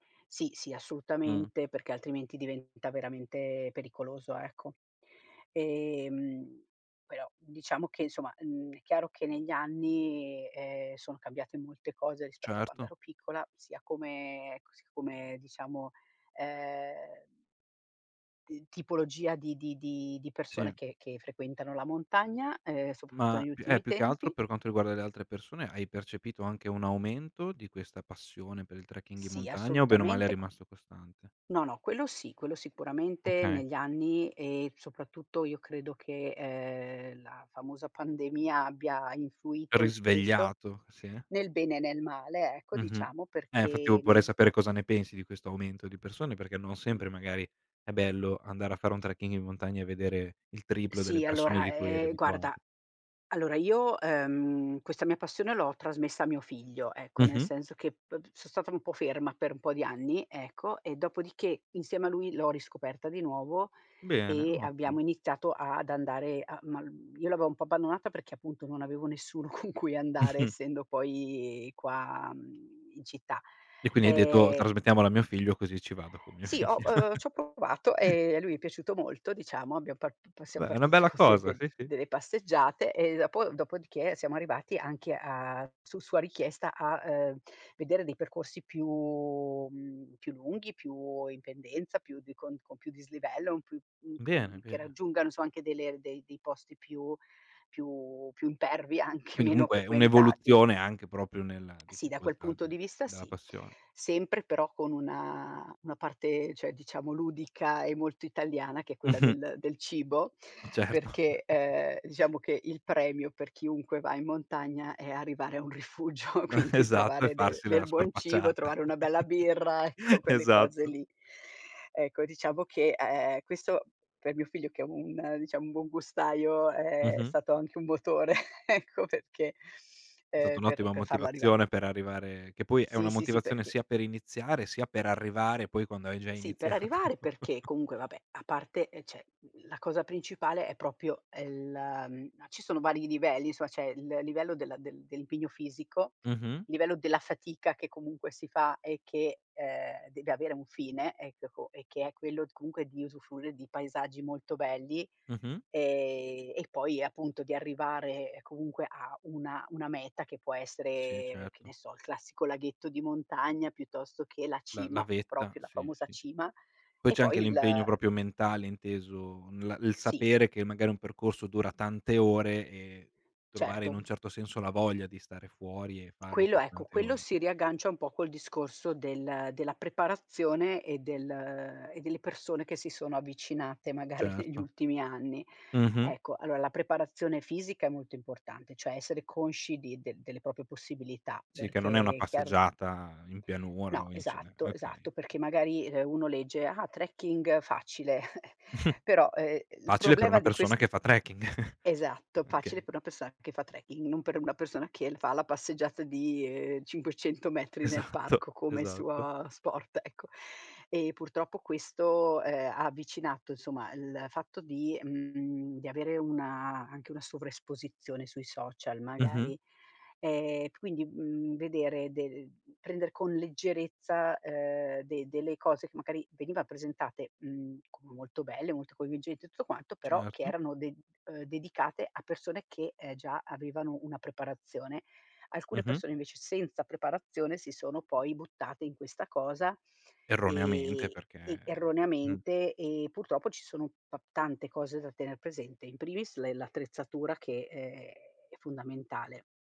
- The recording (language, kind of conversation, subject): Italian, podcast, Raccontami del tuo hobby preferito: come ci sei arrivato?
- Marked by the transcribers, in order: "soprattutto" said as "sopatto"; tapping; other background noise; "l'avevo" said as "aveo"; chuckle; laughing while speaking: "con cui"; laughing while speaking: "figlio!"; chuckle; "insomma" said as "insoa"; "proprio" said as "propio"; laughing while speaking: "Certo"; chuckle; laughing while speaking: "rifugio"; chuckle; chuckle; laughing while speaking: "ecco"; chuckle; laughing while speaking: "ecco perchè"; laughing while speaking: "iniziato"; chuckle; "beh" said as "pè"; "cioè" said as "ceh"; other noise; "proprio" said as "propio"; "livelli" said as "rivelli"; "insomma" said as "isoa"; "usufruire" said as "usufrure"; "proprio" said as "propio"; "proprio" said as "propio"; laughing while speaking: "magari"; "allora" said as "allola"; chuckle; chuckle; "persona" said as "pesoa"; laughing while speaking: "Esatto"; "magari" said as "macari"; "coinvolgenti" said as "coinvingenti"